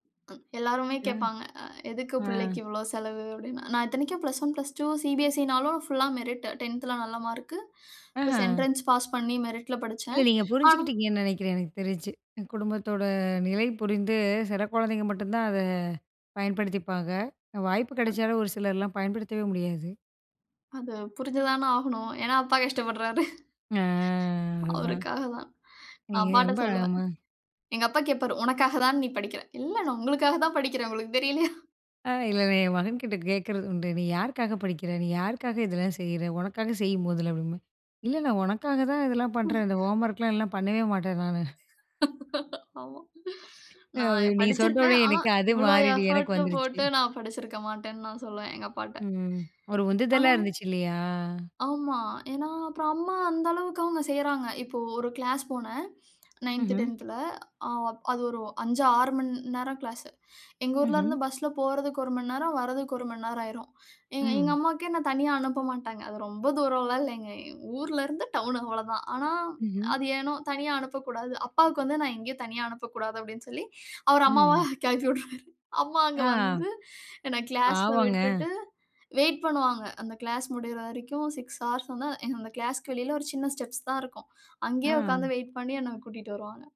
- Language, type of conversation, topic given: Tamil, podcast, தாய்மொழிப் பாடல் கேட்கும்போது வரும் உணர்வு, வெளிநாட்டு பாடல் கேட்கும்போது வரும் உணர்விலிருந்து வேறுபடுகிறதா?
- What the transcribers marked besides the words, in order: other background noise; in English: "மெரிட்டு"; surprised: "அ"; inhale; in English: "என்ட்ரன்ஸ் பாஸ்"; wind; laughing while speaking: "அப்பா கஷ்டப்படுறாரு"; inhale; drawn out: "அ"; laughing while speaking: "உங்களுக்கு தெரியலயா?"; "அப்படி என்பேன்" said as "அப்டிம்பேன்"; exhale; other noise; laugh; in English: "எஃபோர்ட்"; "உடனே" said as "ஒனே"; laughing while speaking: "அது மாரி நீ எனக்கு வந்துருச்சு"; in English: "க்ளாஸ்"; laughing while speaking: "அவர் அம்மாவ கிளப்பி உட்ருவாரு. அம்மா அங்க வந்து, என்ன க்ளாஸ்ல விட்டுட்டு, வெயிட் பண்ணுவாங்க"; "விட்ருவாரு" said as "உட்ருவாரு"; in English: "ஸ்டெப்ஸ்"